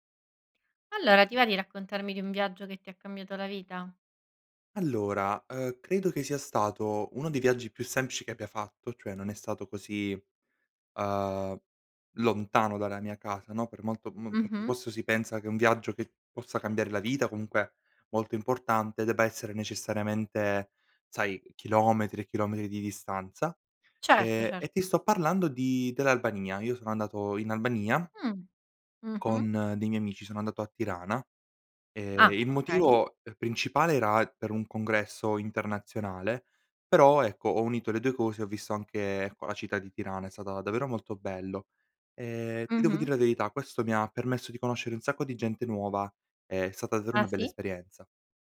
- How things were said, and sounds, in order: other background noise
- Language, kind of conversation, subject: Italian, podcast, Qual è stato un viaggio che ti ha cambiato la vita?
- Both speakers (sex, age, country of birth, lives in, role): female, 30-34, Italy, Italy, host; male, 18-19, Italy, Italy, guest